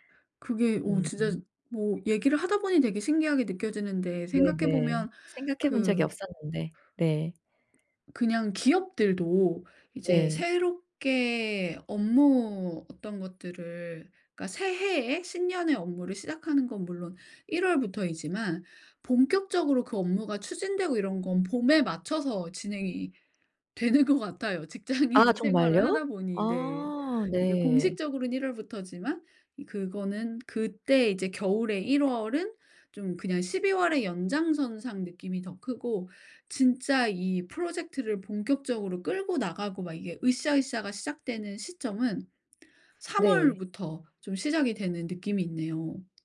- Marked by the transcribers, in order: other background noise; laughing while speaking: "되는"; laughing while speaking: "직장인"; tapping
- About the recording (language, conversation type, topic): Korean, podcast, 계절이 바뀔 때 기분이나 에너지가 어떻게 달라지나요?